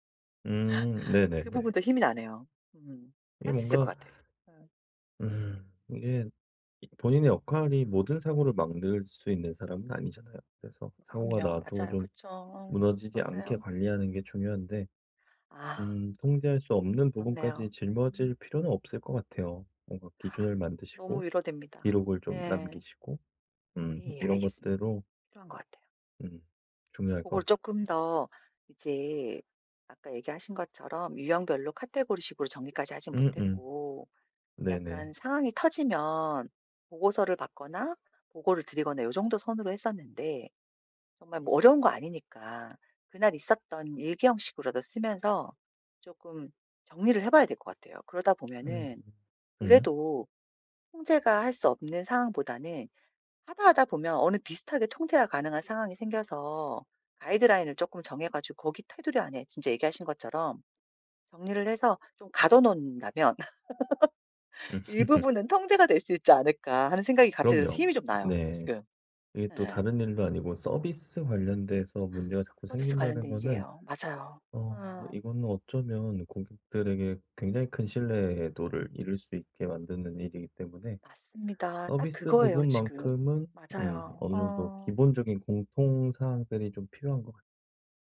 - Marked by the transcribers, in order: laugh; other background noise; tapping; laugh; laugh
- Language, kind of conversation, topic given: Korean, advice, 통제할 수 없는 사건들 때문에 생기는 불안은 어떻게 다뤄야 할까요?